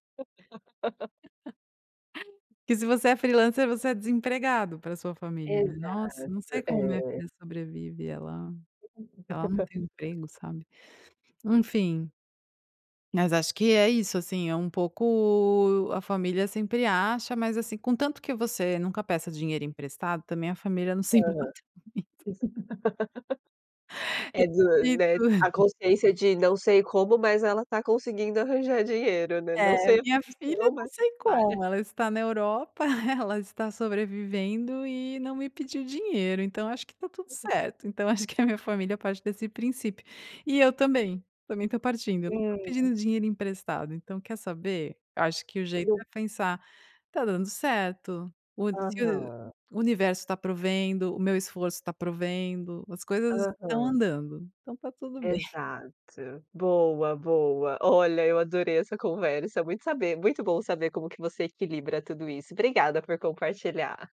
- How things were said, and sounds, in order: laugh; in English: "freelancer"; laugh; laughing while speaking: "se importa muito"; laugh; laughing while speaking: "É"; unintelligible speech; unintelligible speech; laugh; giggle; unintelligible speech; laughing while speaking: "bem"
- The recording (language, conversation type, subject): Portuguese, podcast, Como você decide entre ter tempo livre e ganhar mais dinheiro?